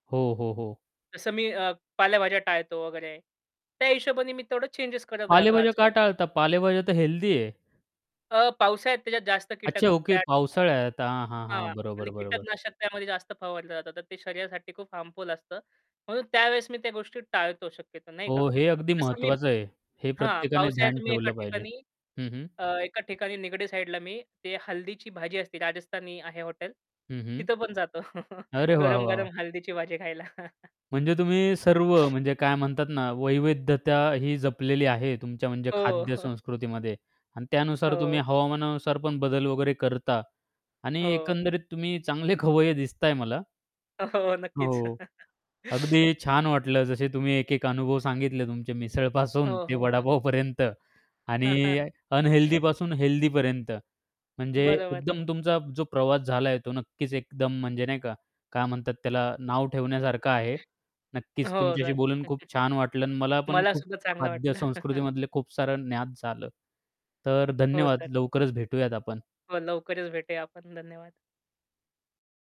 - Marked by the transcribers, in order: tapping; other background noise; unintelligible speech; laughing while speaking: "अरे वाह"; chuckle; chuckle; laughing while speaking: "हो, नक्कीच"; chuckle; laughing while speaking: "मिसळपासून ते वडापावपर्यंत"; chuckle; chuckle; distorted speech; chuckle
- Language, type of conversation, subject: Marathi, podcast, तुम्हाला रस्त्यावरची कोणती खाण्याची गोष्ट सर्वात जास्त आवडते?